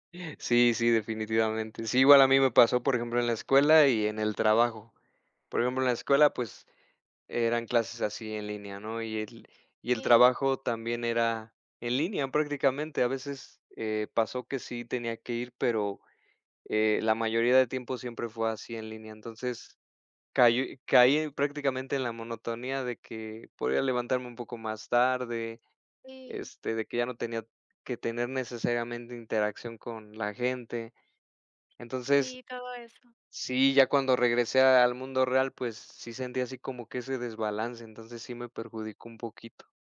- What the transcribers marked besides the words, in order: tapping
- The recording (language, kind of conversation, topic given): Spanish, unstructured, ¿Crees que algunos pasatiempos son una pérdida de tiempo?